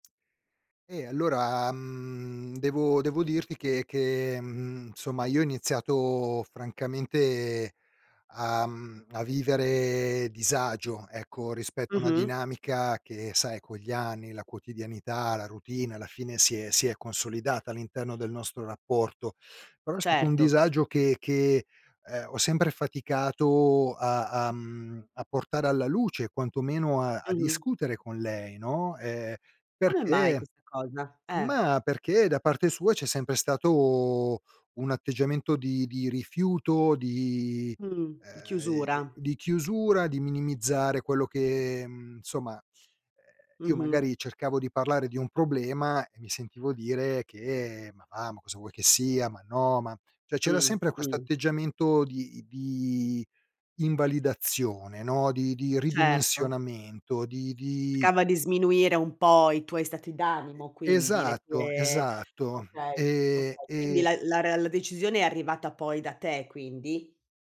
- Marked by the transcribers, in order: "insomma" said as "nsomma"; drawn out: "che"; "Cercava" said as "ercava"
- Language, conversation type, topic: Italian, advice, Come posso recuperare l’autostima dopo una relazione tossica?